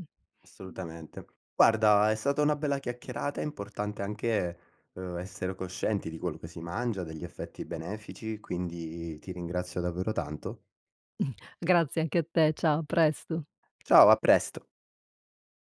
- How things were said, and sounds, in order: none
- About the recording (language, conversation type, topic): Italian, podcast, Quali alimenti pensi che aiutino la guarigione e perché?